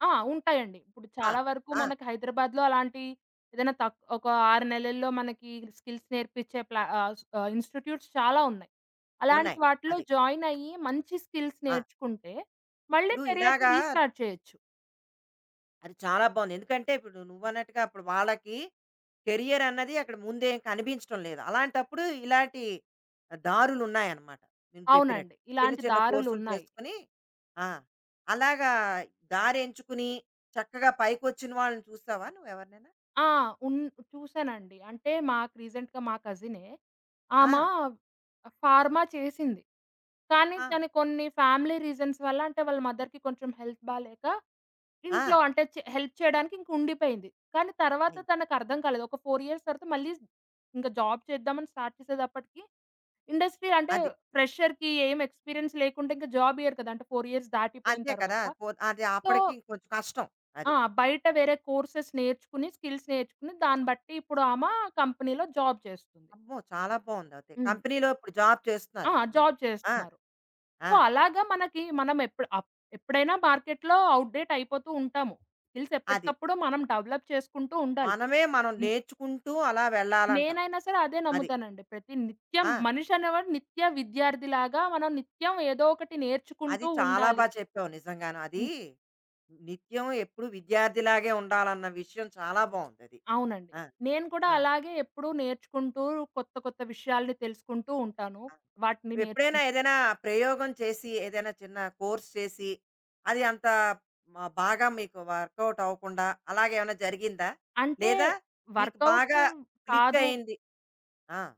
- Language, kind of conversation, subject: Telugu, podcast, వైద్యం, ఇంజనీరింగ్ కాకుండా ఇతర కెరీర్ అవకాశాల గురించి మీరు ఏమి చెప్పగలరు?
- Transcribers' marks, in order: in English: "స్కిల్స్"; in English: "ఇన్‌స్టిట్యూట్స్"; in English: "జాయిన్"; in English: "స్కిల్స్"; in English: "కెరియర్‌ని రీస్టార్ట్"; in English: "రీసెంట్‌గా"; in English: "ఫార్మా"; in English: "ఫ్యామిలీ రీజన్స్"; in English: "మదర్‌కి"; in English: "హెల్త్"; in English: "హెల్ప్"; in English: "ఫోర్ ఇయర్స్"; in English: "జాబ్"; in English: "స్టార్ట్"; in English: "ఇండస్ట్రీ"; in English: "ఫ్రెషర్‌కి"; in English: "ఎక్స్‌పీరియన్స్"; in English: "జాబ్"; in English: "ఫోర్ ఇయర్స్"; in English: "సో"; in English: "కోర్సెస్"; in English: "స్కిల్స్"; tapping; in English: "కంపెనీ‌లో జాబ్"; in English: "కంపెనీలో"; in English: "జాబ్"; in English: "జాబ్"; in English: "సో"; in English: "మార్కెట్‌లో అవుట్‌డేట్"; in English: "స్కిల్స్"; in English: "డెవలప్"; in English: "కోర్స్"; in English: "వర్కవుట్"